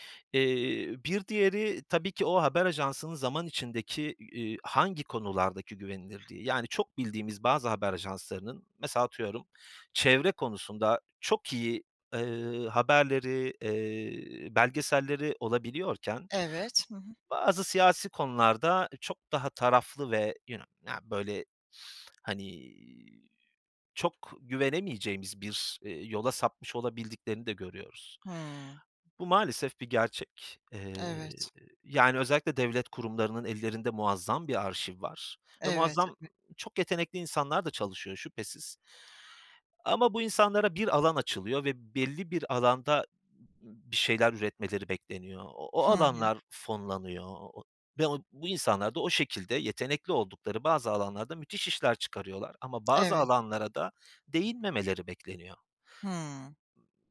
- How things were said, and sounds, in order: tapping; sniff; drawn out: "hani"; other noise
- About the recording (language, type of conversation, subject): Turkish, podcast, Bilgiye ulaşırken güvenilir kaynakları nasıl seçiyorsun?